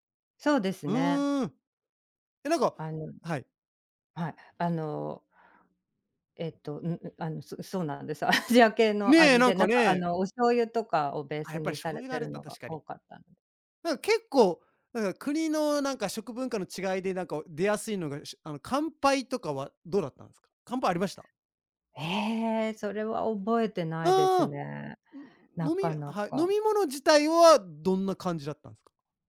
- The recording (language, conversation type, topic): Japanese, podcast, 現地の家庭に呼ばれた経験はどんなものでしたか？
- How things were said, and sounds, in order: none